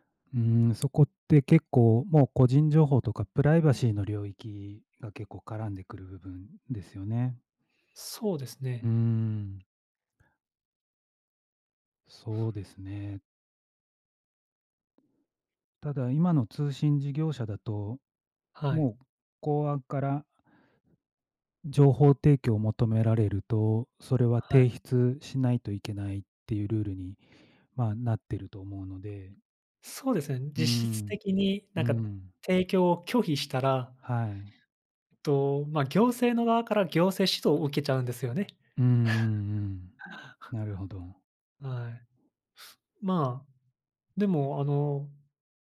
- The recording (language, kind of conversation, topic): Japanese, unstructured, 政府の役割はどこまであるべきだと思いますか？
- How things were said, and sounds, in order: other background noise; tapping; chuckle